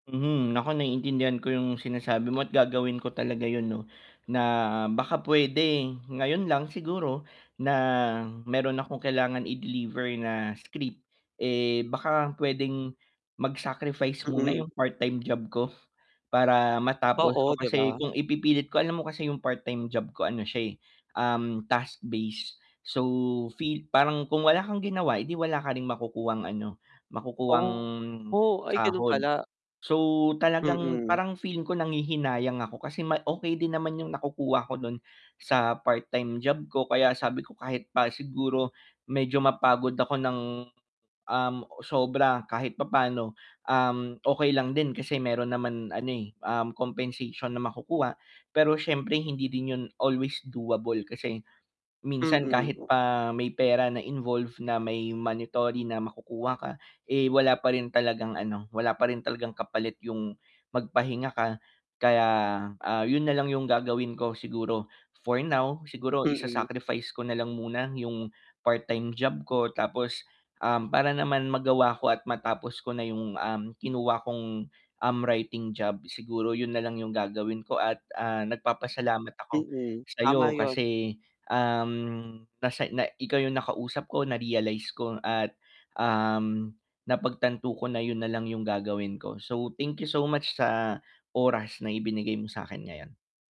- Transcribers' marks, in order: distorted speech; wind
- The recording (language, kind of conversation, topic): Filipino, advice, Paano ko masisiguro na may nakalaang oras ako para sa paglikha?